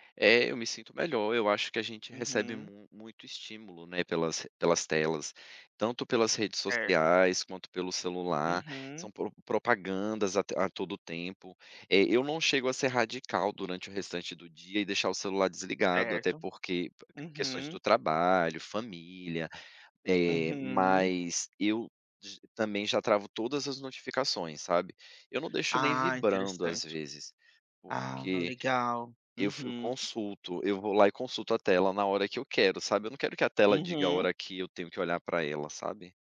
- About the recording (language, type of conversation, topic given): Portuguese, podcast, Como você cria uma rotina para realmente desligar o celular?
- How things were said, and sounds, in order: tapping